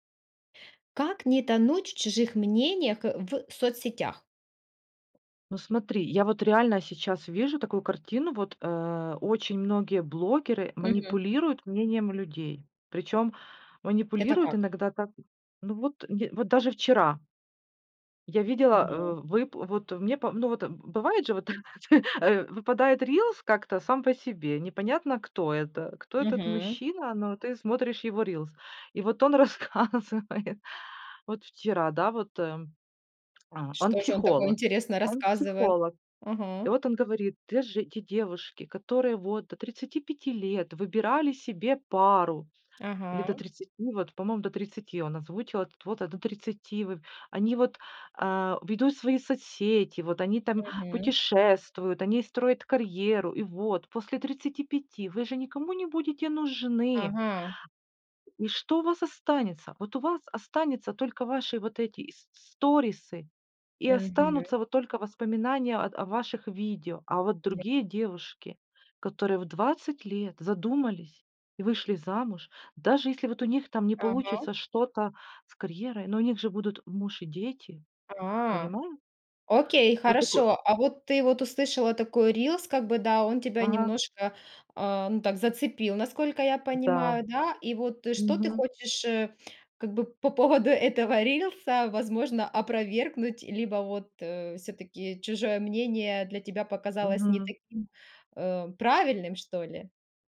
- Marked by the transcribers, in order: tapping; laughing while speaking: "бывает же вот"; laughing while speaking: "рассказывает"; tongue click; laughing while speaking: "поводу"
- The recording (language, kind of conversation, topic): Russian, podcast, Как не утонуть в чужих мнениях в соцсетях?